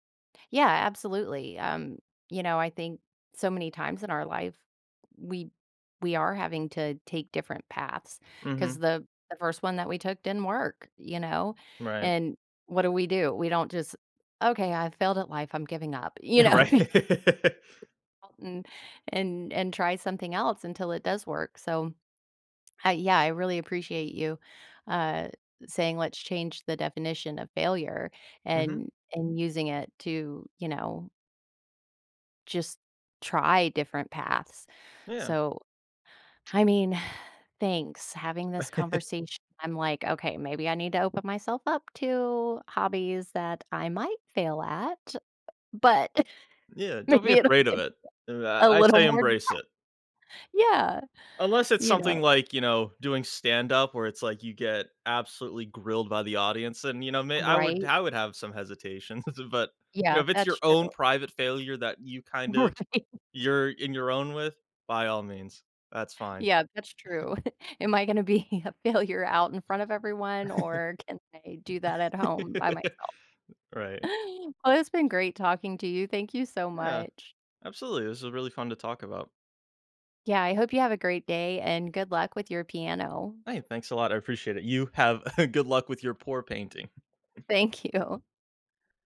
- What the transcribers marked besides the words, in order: laughing while speaking: "Yeah, right"; laugh; laughing while speaking: "you know"; tapping; unintelligible speech; sigh; other background noise; chuckle; laugh; laughing while speaking: "maybe it'll take"; unintelligible speech; laughing while speaking: "hesitations, but"; laughing while speaking: "Right"; chuckle; laughing while speaking: "be a failure"; chuckle; laugh; inhale; stressed: "have"; chuckle; laughing while speaking: "you"
- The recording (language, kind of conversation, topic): English, unstructured, How can a hobby help me handle failure and track progress?
- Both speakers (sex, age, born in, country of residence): female, 45-49, United States, United States; male, 25-29, United States, United States